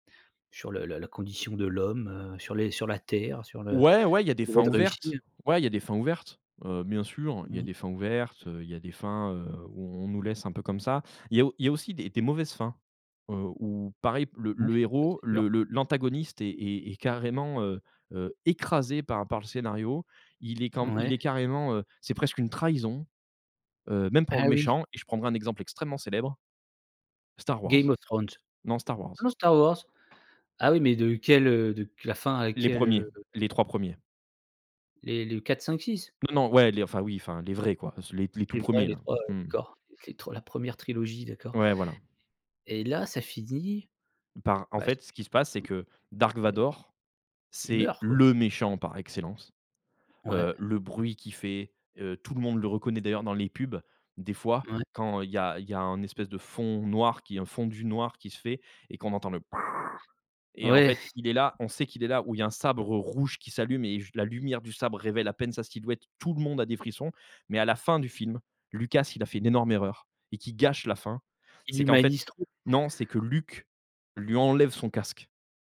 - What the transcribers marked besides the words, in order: other background noise; unintelligible speech; stressed: "écrasé"; unintelligible speech; stressed: "le"; other noise; stressed: "rouge"; stressed: "Tout"; tapping; stressed: "gâche"
- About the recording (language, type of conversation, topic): French, podcast, Quels éléments font, selon toi, une fin de film réussie ?